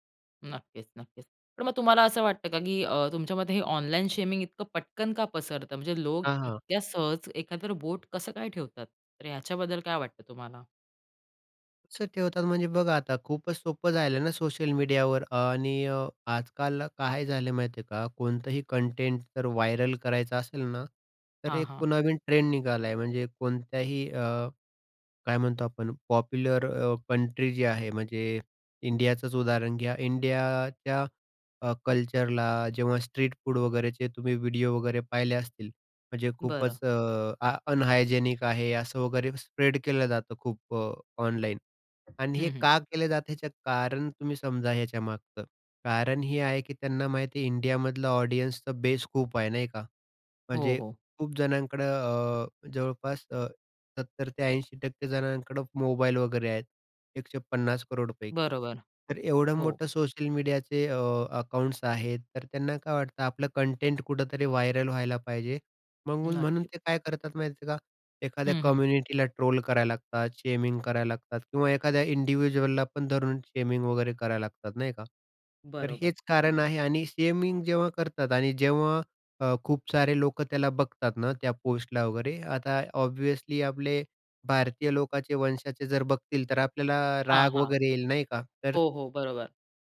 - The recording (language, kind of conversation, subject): Marathi, podcast, ऑनलाइन शेमिंग इतके सहज का पसरते, असे तुम्हाला का वाटते?
- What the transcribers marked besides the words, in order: tapping; in English: "व्हायरल"; other background noise; in English: "ऑडियन्सचा"; in English: "व्हायरल"; in English: "कम्युनिटीला"; in English: "ऑब्व्हियसली"